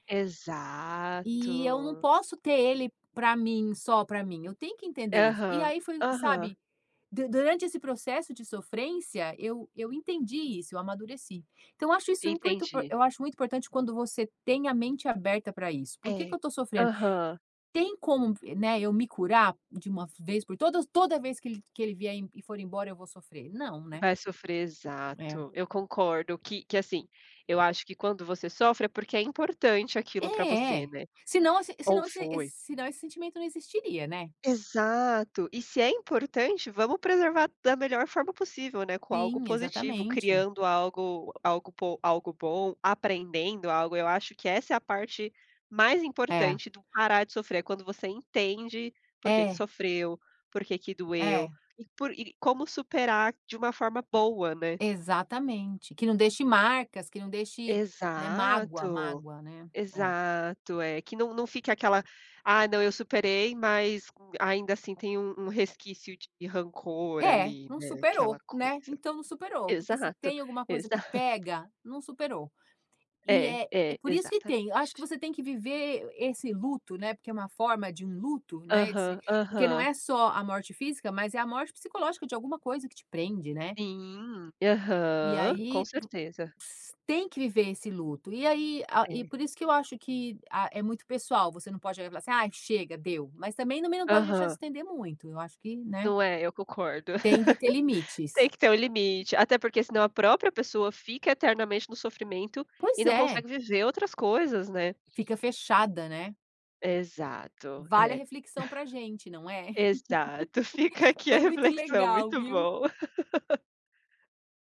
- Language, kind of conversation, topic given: Portuguese, unstructured, É justo cobrar alguém para “parar de sofrer” logo?
- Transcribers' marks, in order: drawn out: "Exato"; unintelligible speech; drawn out: "Exato"; laughing while speaking: "Exato"; laugh; giggle; laughing while speaking: "fica aqui a reflexão. Muito bom"; giggle; laugh